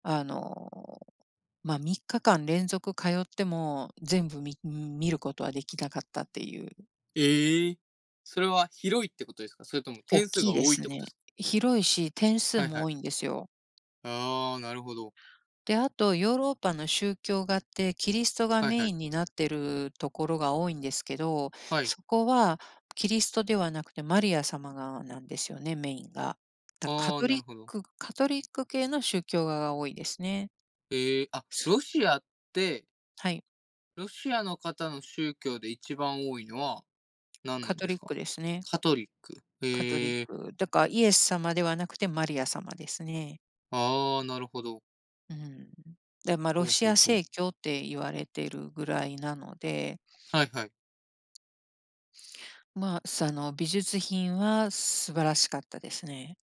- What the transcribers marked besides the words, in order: surprised: "ええ？"; other noise
- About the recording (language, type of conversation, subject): Japanese, unstructured, おすすめの旅行先はどこですか？